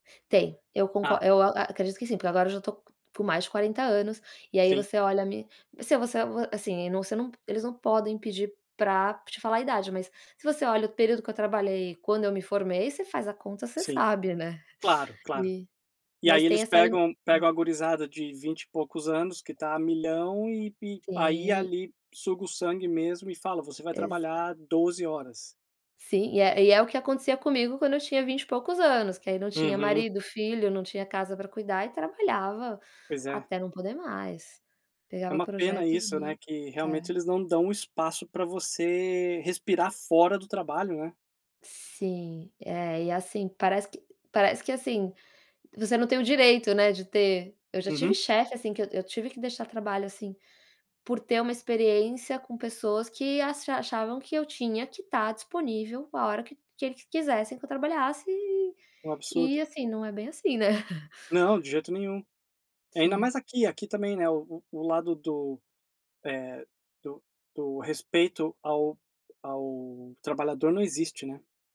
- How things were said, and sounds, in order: tapping; chuckle
- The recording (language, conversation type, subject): Portuguese, advice, Como tem sido para você a expectativa de estar sempre disponível para o trabalho fora do horário?